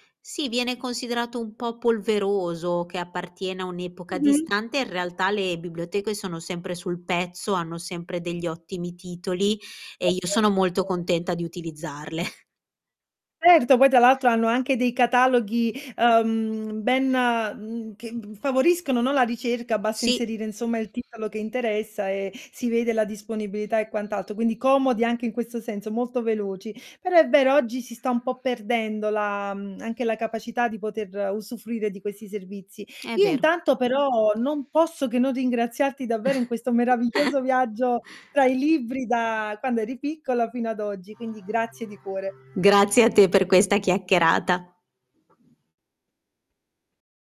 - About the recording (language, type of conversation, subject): Italian, podcast, Come ti sei avvicinato alla lettura e perché ti piace così tanto?
- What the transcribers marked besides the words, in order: unintelligible speech; distorted speech; other background noise; drawn out: "uhm"; static; chuckle; other street noise